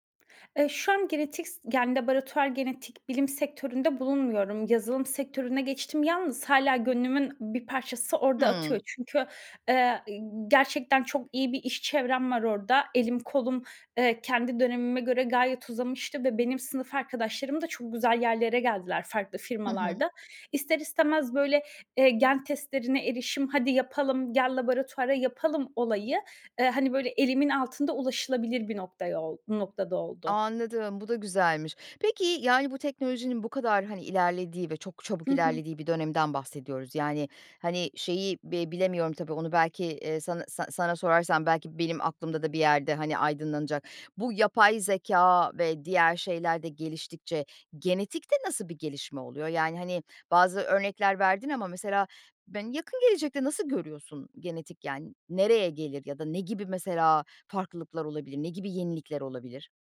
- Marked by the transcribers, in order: tapping; other background noise
- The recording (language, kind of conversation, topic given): Turkish, podcast, DNA testleri aile hikâyesine nasıl katkı sağlar?